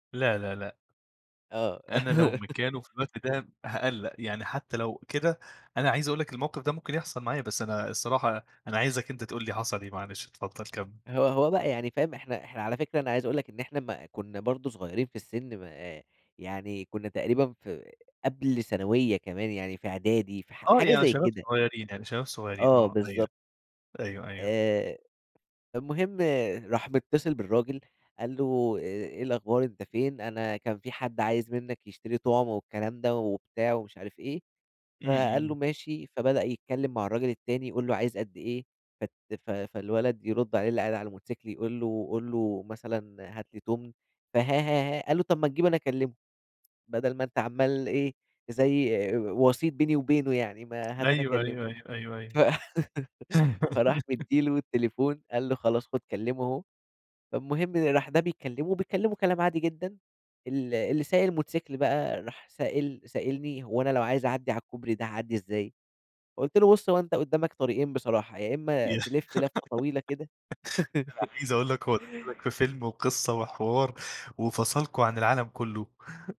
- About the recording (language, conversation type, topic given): Arabic, podcast, تحكيلي عن مرة ضاع منك تليفونك أو أي حاجة مهمة؟
- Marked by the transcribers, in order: laugh; laugh; laugh; other background noise; laugh; chuckle